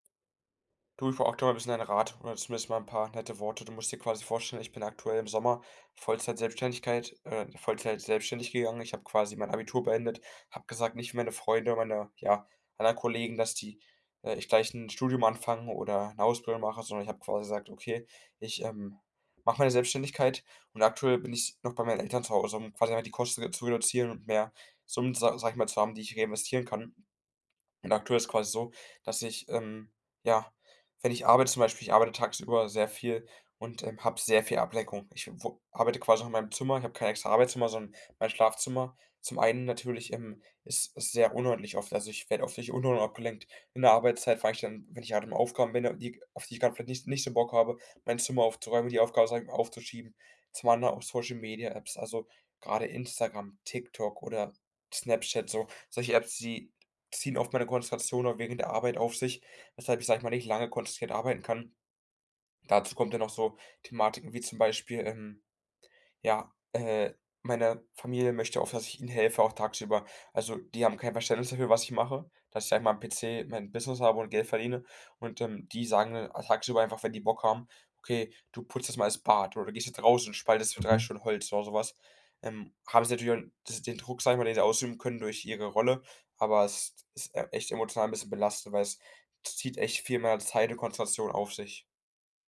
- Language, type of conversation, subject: German, advice, Wie kann ich Ablenkungen reduzieren, wenn ich mich lange auf eine Aufgabe konzentrieren muss?
- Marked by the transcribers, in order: none